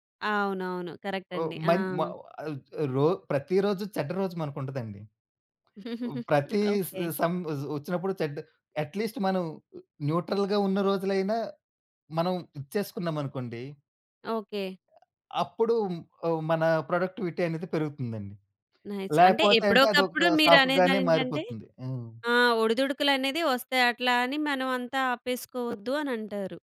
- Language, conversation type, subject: Telugu, podcast, మీరు అభ్యాసానికి రోజువారీ అలవాట్లను ఎలా ఏర్పరచుకుంటారు?
- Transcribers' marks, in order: in English: "కరెక్ట్"; giggle; in English: "అట్‌లీస్ట్"; in English: "న్యూట్రల్‌గా"; in English: "ప్రొడక్టివిటీ"; in English: "నైస్"